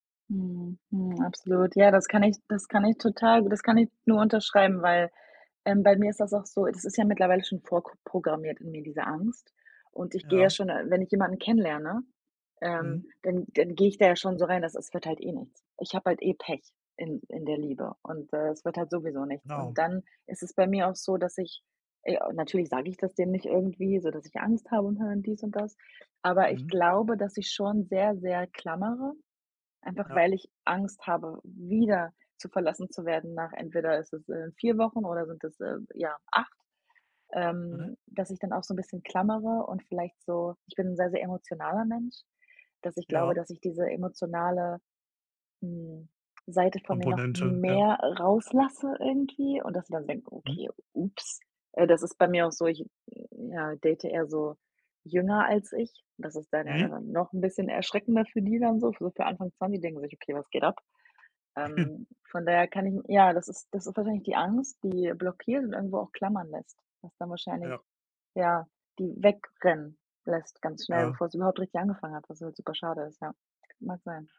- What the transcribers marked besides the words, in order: unintelligible speech; stressed: "mehr"; chuckle
- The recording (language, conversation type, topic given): German, advice, Wie gehst du mit Unsicherheit nach einer Trennung oder beim Wiedereinstieg ins Dating um?